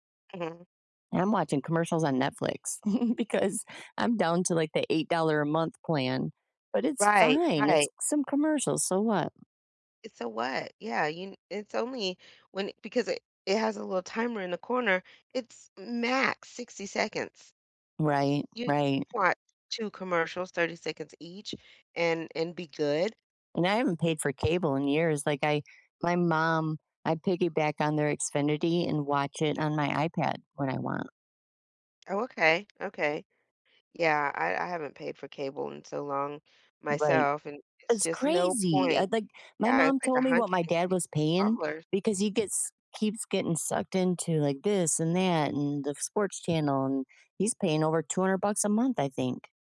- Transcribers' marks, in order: chuckle; laughing while speaking: "because"; other background noise
- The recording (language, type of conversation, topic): English, unstructured, How can I notice how money quietly influences my daily choices?